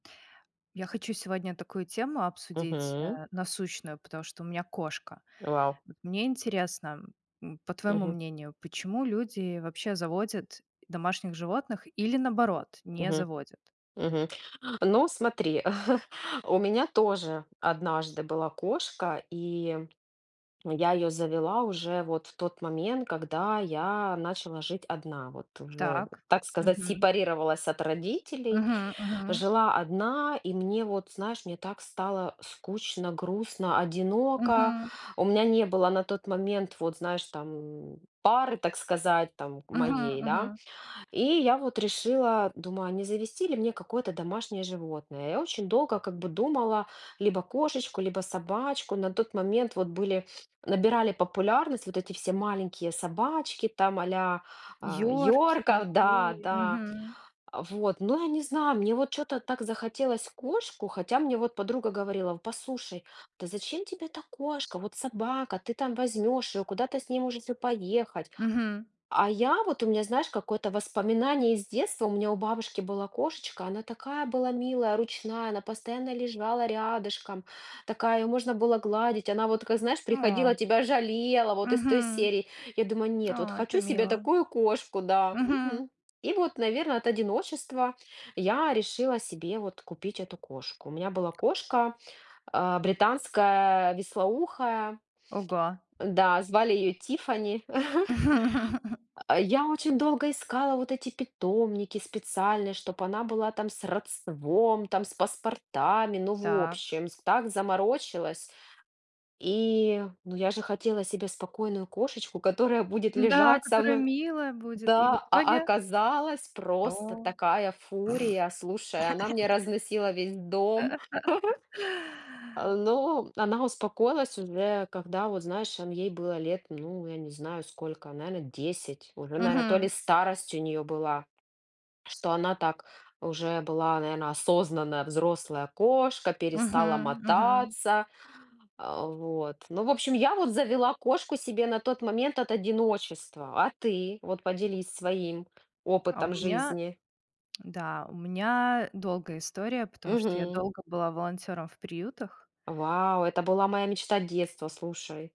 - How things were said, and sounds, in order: other background noise; grunt; tapping; chuckle; laugh; laugh; other noise; laugh
- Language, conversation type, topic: Russian, unstructured, Почему, по вашему мнению, люди заводят домашних животных?